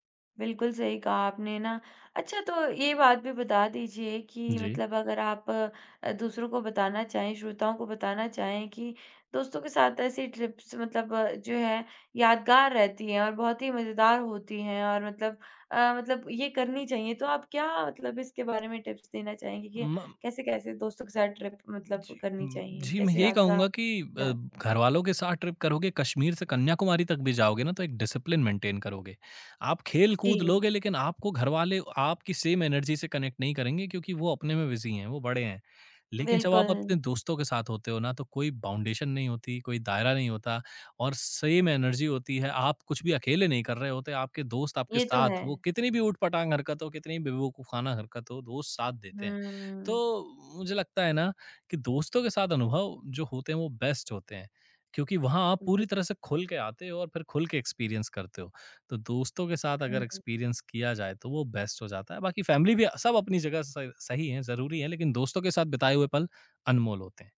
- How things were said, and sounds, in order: in English: "ट्रिप्स"; in English: "टिप्स"; in English: "ट्रिप"; in English: "ट्रिप"; in English: "डिसिप्लिन मेंटेन"; in English: "सेम एनर्जी"; in English: "कनेक्ट"; in English: "बिज़ी"; in English: "बाउंडेशन"; in English: "सेम एनर्जी"; in English: "बेस्ट"; in English: "एक्सपीरियंस"; in English: "एक्सपीरियंस"; in English: "बेस्ट"; in English: "फैमिली"
- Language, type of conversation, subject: Hindi, podcast, दोस्तों के साथ की गई किसी यात्रा की कोई मज़ेदार याद क्या है, जिसे आप साझा करना चाहेंगे?